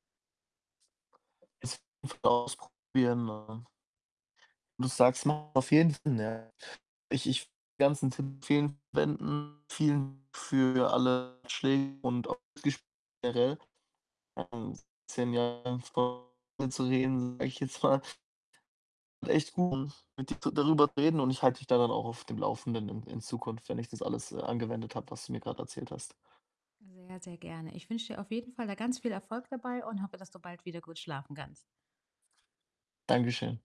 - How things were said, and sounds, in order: other background noise; distorted speech; unintelligible speech; unintelligible speech; unintelligible speech; static; background speech
- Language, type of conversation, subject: German, advice, Wie kann ich häufiges nächtliches Aufwachen und nicht erholsamen Schlaf verbessern?
- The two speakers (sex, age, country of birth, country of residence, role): female, 35-39, Germany, Netherlands, advisor; male, 20-24, Germany, Germany, user